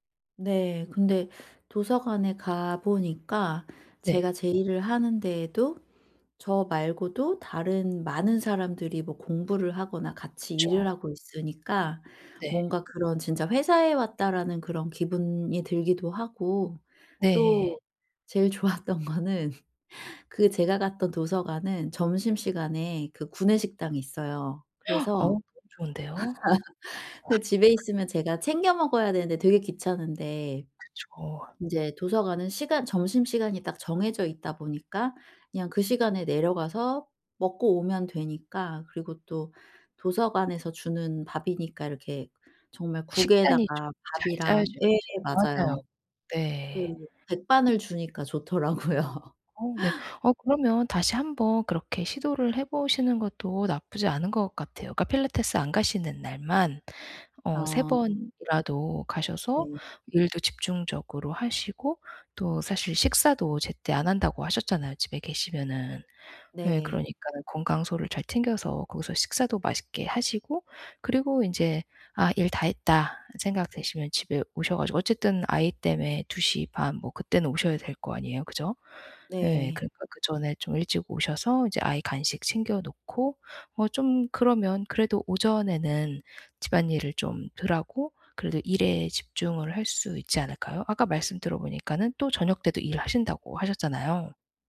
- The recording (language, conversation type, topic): Korean, advice, 일과 가족의 균형을 어떻게 맞출 수 있을까요?
- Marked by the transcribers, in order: laughing while speaking: "제일 좋았던 거는"; laugh; gasp; laugh; other noise; laughing while speaking: "좋더라고요"; laugh